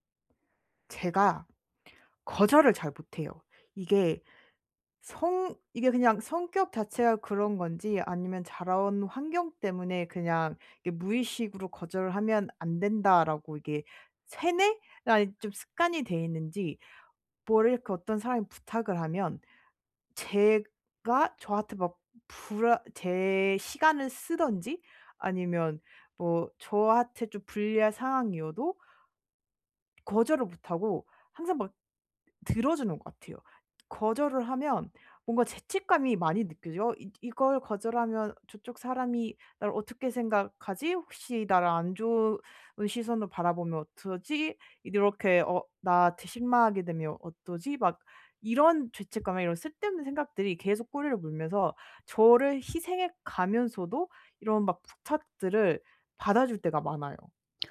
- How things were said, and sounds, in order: tapping; other background noise
- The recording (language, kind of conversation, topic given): Korean, advice, 어떻게 하면 죄책감 없이 다른 사람의 요청을 자연스럽게 거절할 수 있을까요?